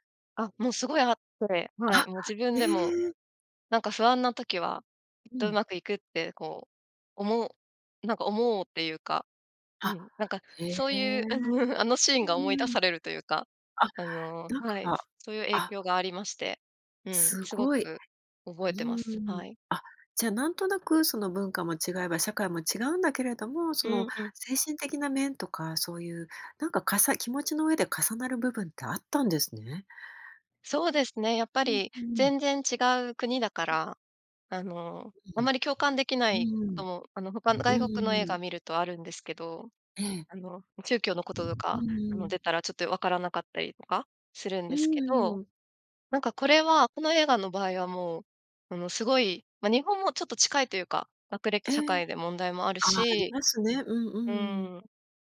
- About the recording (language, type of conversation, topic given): Japanese, podcast, 好きな映画にまつわる思い出を教えてくれますか？
- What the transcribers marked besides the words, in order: other noise